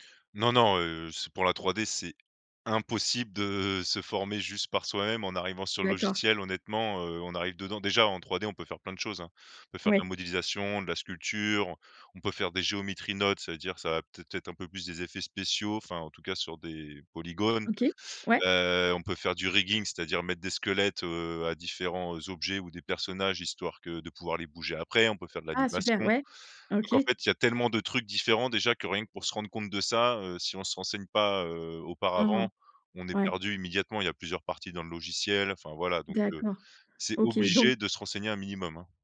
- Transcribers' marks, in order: in English: "geometry nodes"; in English: "rigging"
- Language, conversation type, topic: French, podcast, Parle-moi d’une compétence que tu as apprise par toi-même : comment as-tu commencé ?